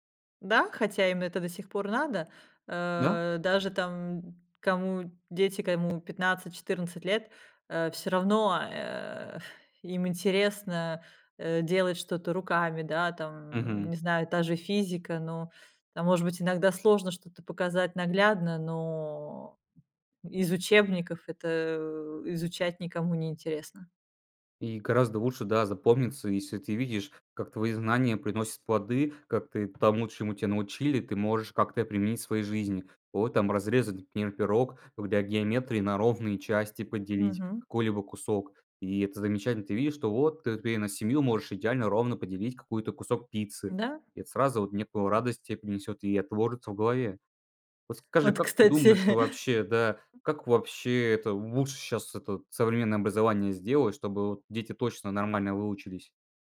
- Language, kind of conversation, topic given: Russian, podcast, Что, по‑твоему, мешает учиться с удовольствием?
- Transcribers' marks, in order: chuckle; other noise